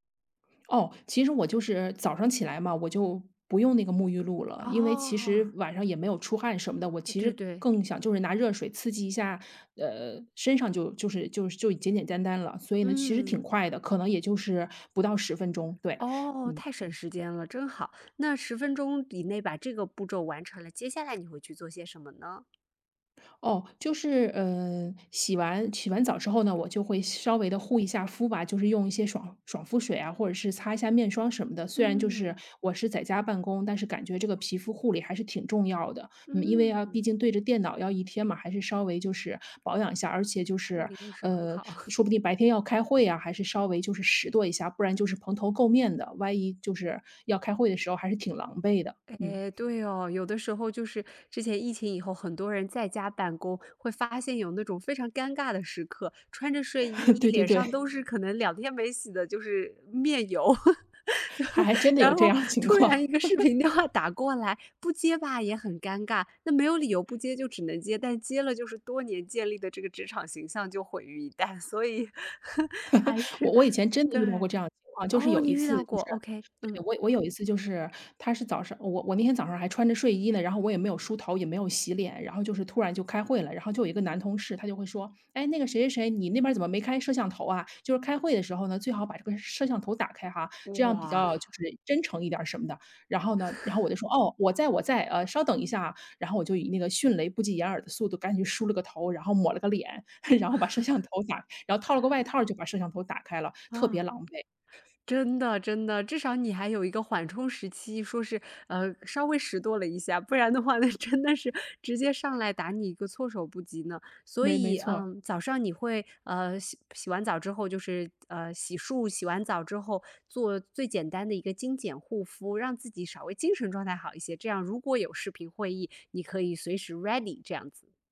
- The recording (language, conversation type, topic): Chinese, podcast, 你早上通常是怎么开始新一天的？
- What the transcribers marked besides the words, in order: tapping; laughing while speaking: "很好"; chuckle; chuckle; laugh; laughing while speaking: "就 然后突然一个视频电话打过来"; laughing while speaking: "还 还真的有这样的情况"; laugh; laugh; laughing while speaking: "所以，还是"; other background noise; chuckle; chuckle; laughing while speaking: "然后把摄像头打"; chuckle; laughing while speaking: "不然的话，那真的是"; in English: "ready"